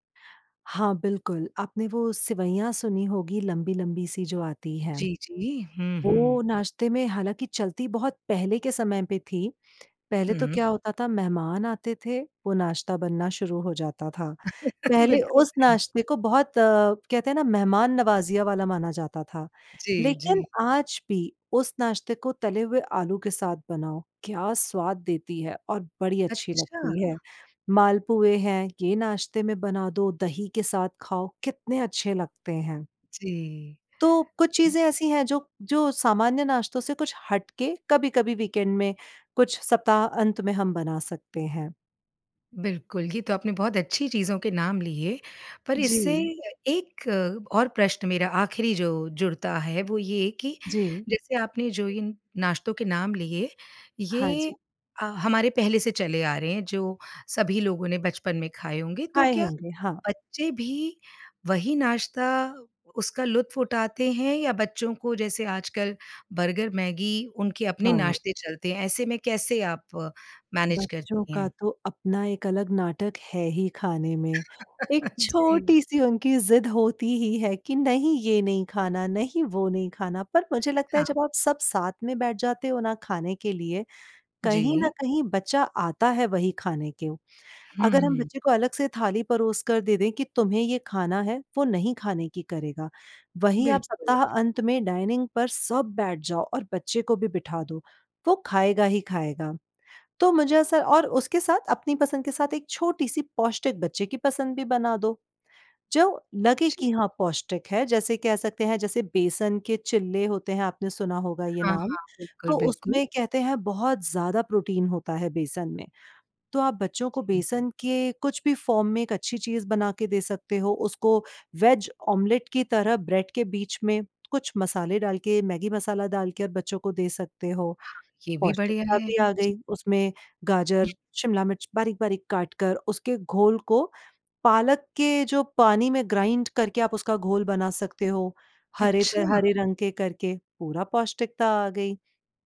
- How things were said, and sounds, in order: laugh; laughing while speaking: "बिल्कुल सही"; unintelligible speech; in English: "वीकेंड"; in English: "मैनेज"; laugh; in English: "डाइनिंग"; in English: "फॉर्म"; in English: "वेज"; in English: "ग्राइन्ड"
- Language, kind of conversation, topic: Hindi, podcast, घर पर चाय-नाश्ते का रूटीन आपका कैसा रहता है?